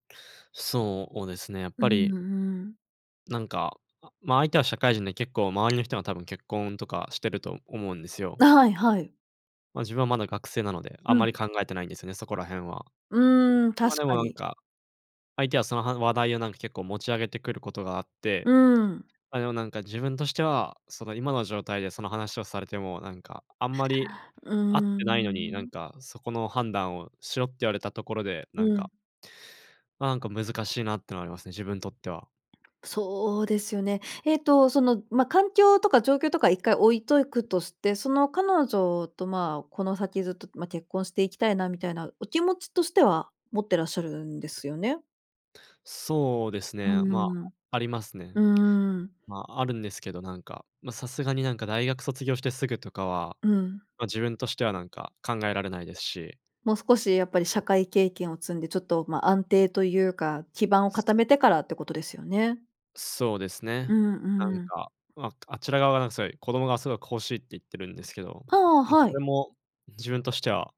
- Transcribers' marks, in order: tapping; other background noise
- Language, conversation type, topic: Japanese, advice, パートナーとの関係の変化によって先行きが不安になったとき、どのように感じていますか？